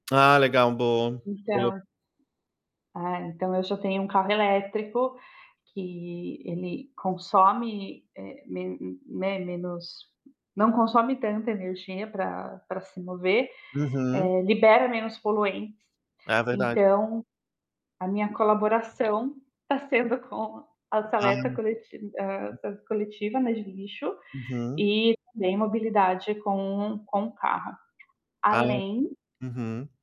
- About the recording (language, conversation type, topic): Portuguese, unstructured, O que muda no dia a dia quando pensamos em sustentabilidade?
- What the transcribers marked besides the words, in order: tapping; other background noise; distorted speech